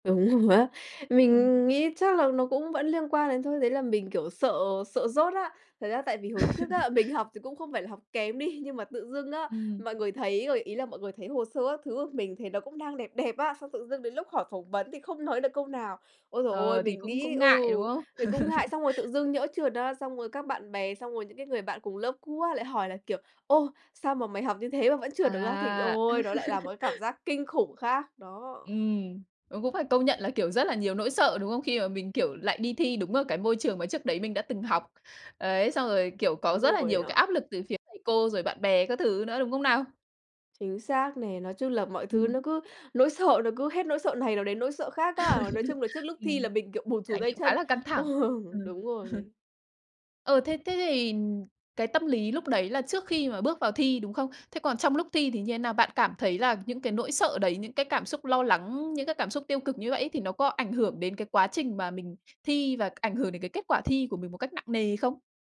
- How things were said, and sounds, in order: laughing while speaking: "Đúng"; laugh; laughing while speaking: "đi"; laugh; tapping; laugh; laugh; chuckle; laughing while speaking: "Ờ"
- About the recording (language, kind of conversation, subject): Vietnamese, podcast, Bạn có thể kể về một lần bạn cảm thấy mình thật can đảm không?